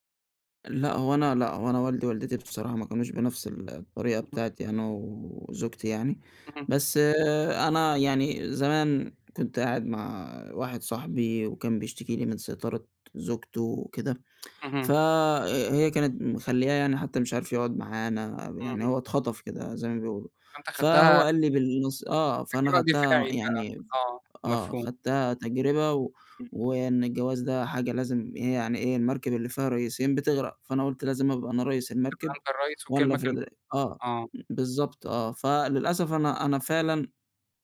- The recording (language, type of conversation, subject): Arabic, advice, إزاي بتتعامل مع إحساس الذنب ولوم النفس بعد الانفصال؟
- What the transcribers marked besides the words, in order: other background noise; tsk; unintelligible speech